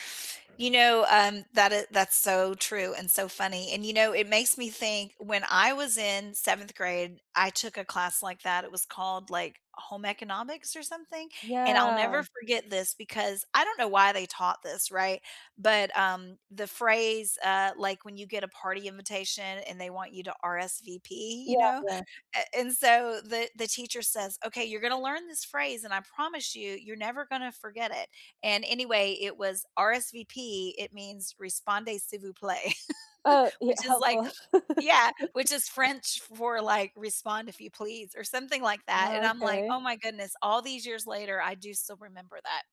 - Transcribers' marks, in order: other background noise; in French: "réspondez s'il vous plaît"; "répondez" said as "réspondez"; chuckle; laugh
- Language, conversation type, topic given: English, unstructured, How can schools make learning more fun?
- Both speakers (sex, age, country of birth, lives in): female, 30-34, United States, United States; female, 50-54, United States, United States